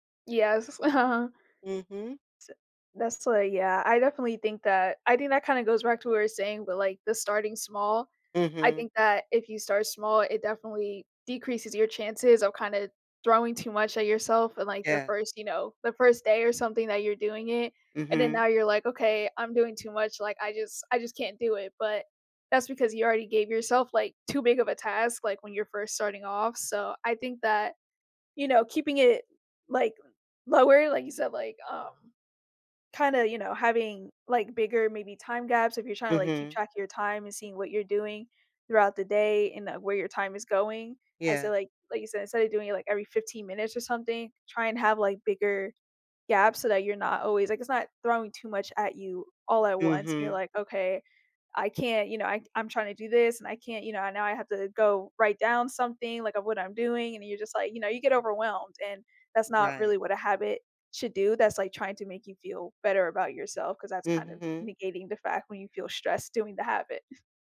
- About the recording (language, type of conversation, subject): English, unstructured, What small habit makes you happier each day?
- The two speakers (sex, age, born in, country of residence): female, 20-24, United States, United States; female, 60-64, United States, United States
- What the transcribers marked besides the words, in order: laughing while speaking: "Uh-huh"; other background noise; chuckle